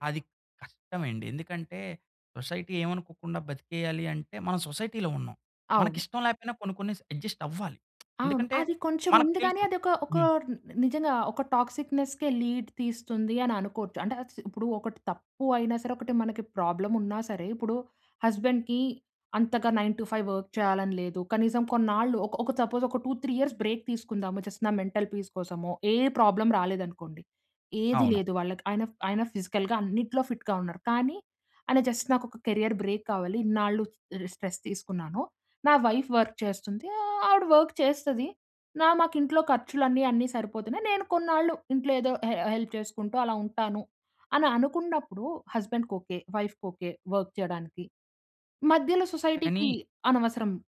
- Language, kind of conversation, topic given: Telugu, podcast, మీ ఇంట్లో ఇంటిపనులు ఎలా పంచుకుంటారు?
- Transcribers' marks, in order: in English: "సొసైటీ"; in English: "సొసైటీలో"; in English: "అడ్జస్ట్"; lip smack; in English: "టాక్సిక్‌నెస్‌కే లీడ్"; in English: "ప్రాబ్లమ్"; in English: "హస్బెండ్‌కి"; in English: "నైన్ టు ఫైవ్ వర్క్"; in English: "సపోజ్"; in English: "టూ త్రీ యియర్స్ బ్రేక్"; in English: "జస్ట్"; in English: "మెంటల్ పీస్"; in English: "ప్రాబ్లమ్"; in English: "ఫిజికల్‌గా"; in English: "ఫిట్‌గా"; in English: "జస్ట్"; in English: "కేరియర్ బ్రేక్"; in English: "స్ట్రెస్"; in English: "వైఫ్ వర్క్"; in English: "వర్క్"; in English: "హె హెల్ప్"; in English: "హస్బాండ్‌కి"; in English: "వైఫ్‌కి"; in English: "వర్క్"; in English: "సొసైటీకి"